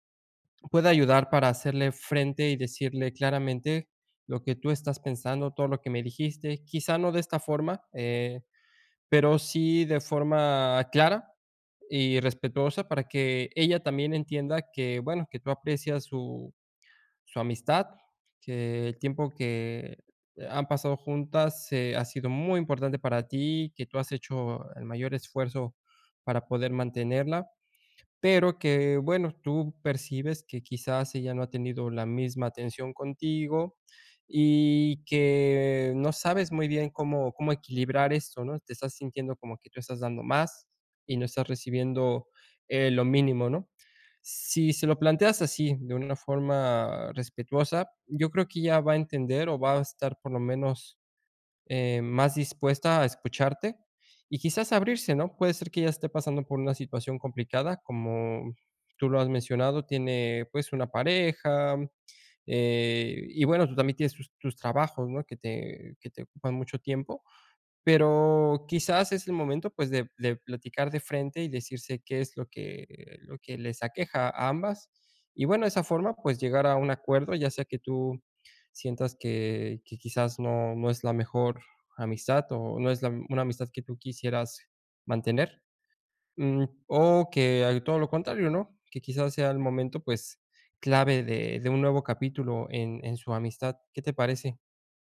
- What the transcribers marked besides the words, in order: none
- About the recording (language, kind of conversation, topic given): Spanish, advice, ¿Cómo puedo equilibrar lo que doy y lo que recibo en mis amistades?